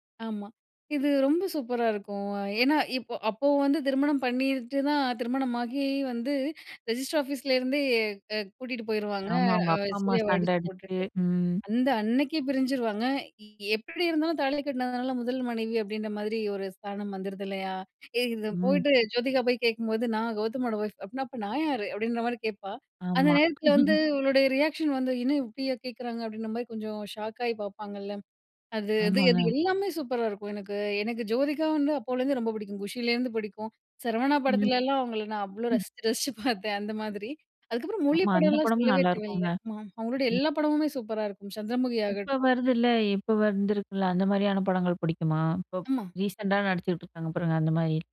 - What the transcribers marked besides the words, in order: other background noise; laugh; tapping; laughing while speaking: "பார்த்தேன்"
- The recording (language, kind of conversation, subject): Tamil, podcast, உங்களுக்கு பிடித்த சினிமா கதையைப் பற்றி சொல்ல முடியுமா?